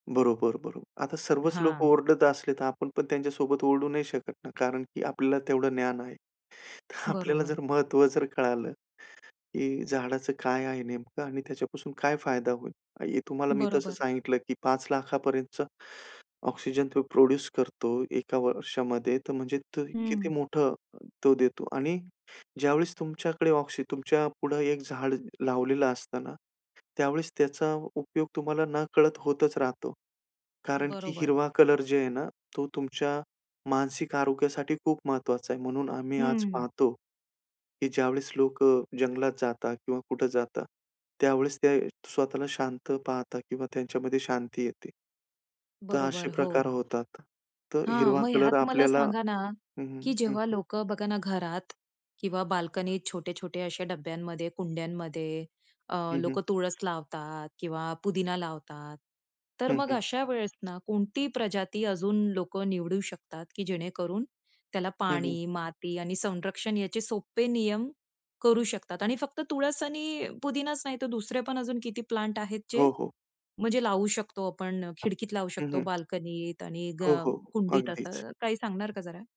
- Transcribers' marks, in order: other background noise; tapping
- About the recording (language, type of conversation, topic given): Marathi, podcast, वृक्षलागवडीसाठी सामान्य लोक कसे हातभार लावू शकतात?